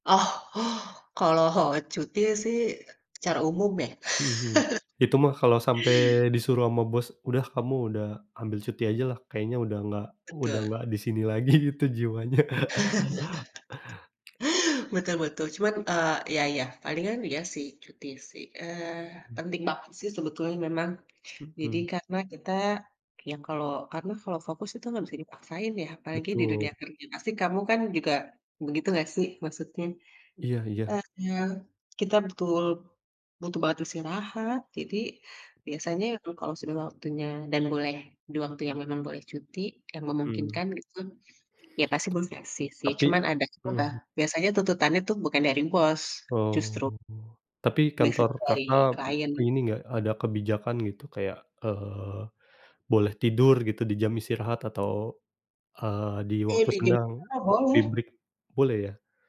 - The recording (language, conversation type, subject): Indonesian, unstructured, Bagaimana cara kamu mengatasi stres di tempat kerja?
- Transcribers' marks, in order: laugh; tapping; laugh; laughing while speaking: "lagi gitu jiwanya"; laugh; other background noise; in English: "break"